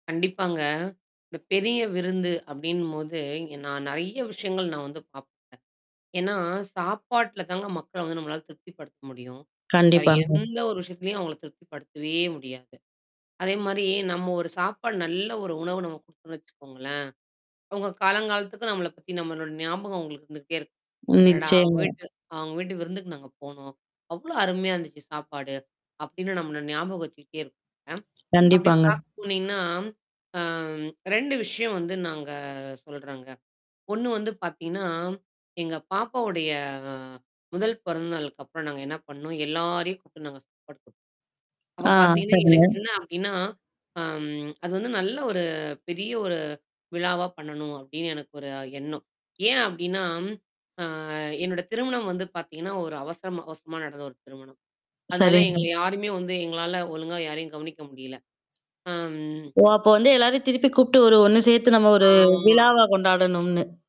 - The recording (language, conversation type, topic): Tamil, podcast, பெரிய விருந்துக்கான உணவுப் பட்டியலை நீங்கள் எப்படி திட்டமிடுகிறீர்கள்?
- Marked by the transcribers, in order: distorted speech; tapping; mechanical hum; other noise; other background noise; drawn out: "நாங்க"; static; drawn out: "ஆ"; drawn out: "ஆ"